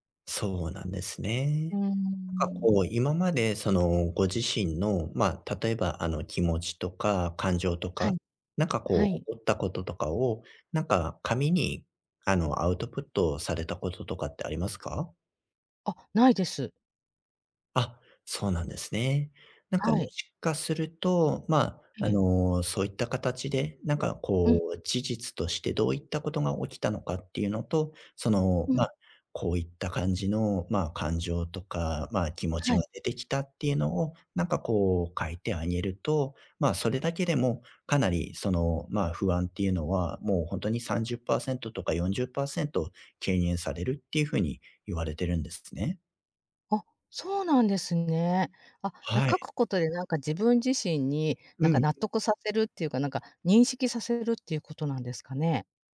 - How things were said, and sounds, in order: in English: "アウトプット"; other noise
- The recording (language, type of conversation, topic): Japanese, advice, 子どもの頃の出来事が今の行動に影響しているパターンを、どうすれば変えられますか？